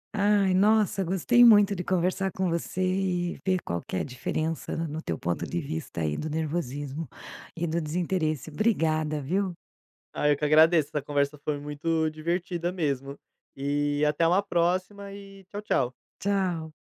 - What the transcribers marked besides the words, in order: none
- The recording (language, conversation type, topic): Portuguese, podcast, Como diferenciar, pela linguagem corporal, nervosismo de desinteresse?